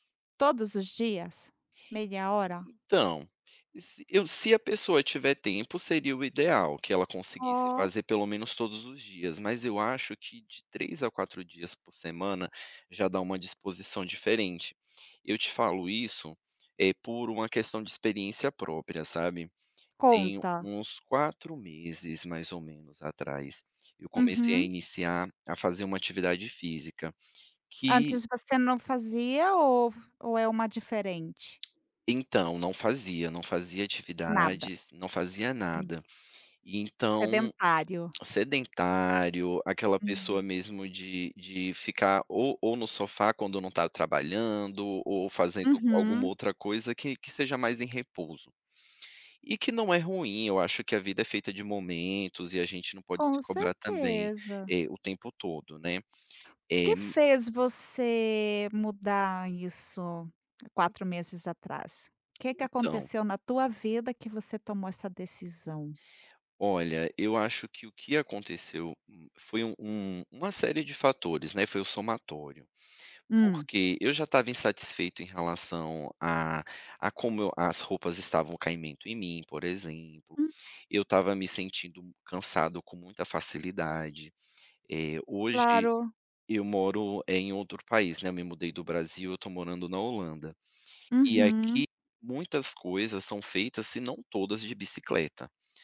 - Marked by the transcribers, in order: other noise; tapping; other background noise; unintelligible speech; lip smack
- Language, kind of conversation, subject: Portuguese, podcast, Que pequenas mudanças todo mundo pode adotar já?